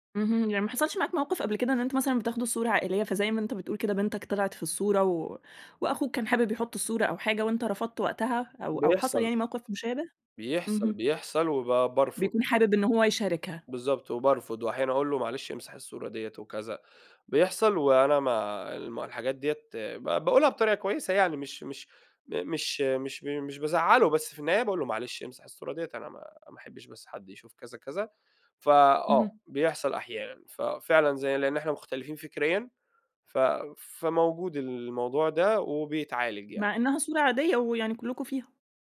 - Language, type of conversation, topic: Arabic, podcast, إيه رأيك في مشاركة صور ولادنا على الحسابات؟
- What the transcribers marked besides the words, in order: none